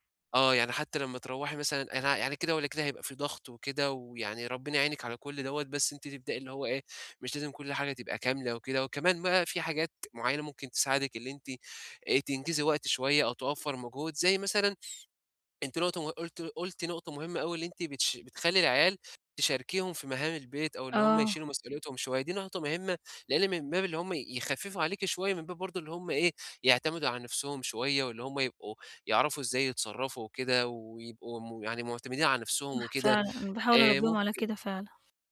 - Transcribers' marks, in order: sniff
- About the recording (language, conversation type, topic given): Arabic, advice, إزاي بتدير وقتك بين شغلِك وبيتك؟